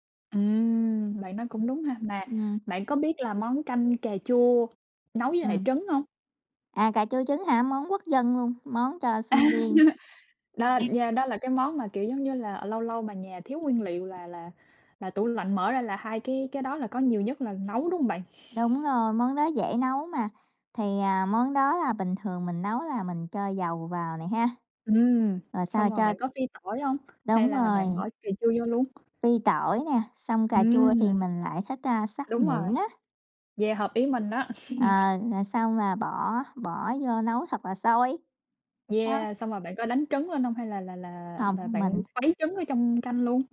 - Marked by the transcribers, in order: other background noise; tapping; laugh; unintelligible speech; laugh
- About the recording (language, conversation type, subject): Vietnamese, unstructured, Bạn có bí quyết nào để nấu canh ngon không?